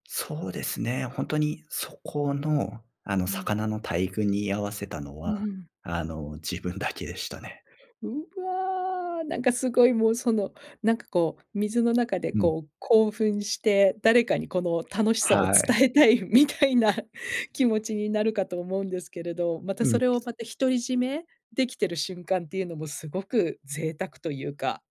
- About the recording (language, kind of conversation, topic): Japanese, podcast, 忘れられない景色を一つだけ挙げるとしたら？
- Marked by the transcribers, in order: none